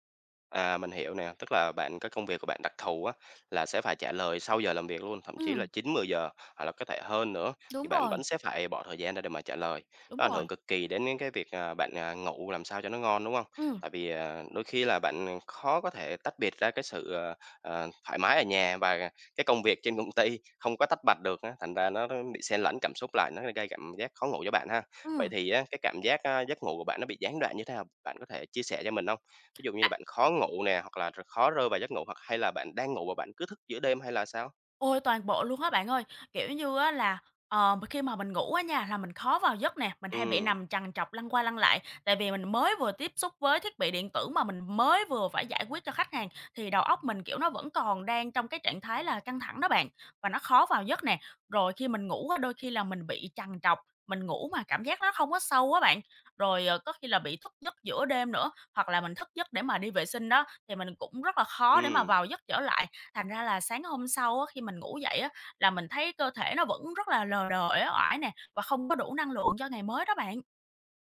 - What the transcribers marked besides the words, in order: tapping; other background noise; other noise
- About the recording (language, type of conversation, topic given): Vietnamese, advice, Làm việc muộn khiến giấc ngủ của bạn bị gián đoạn như thế nào?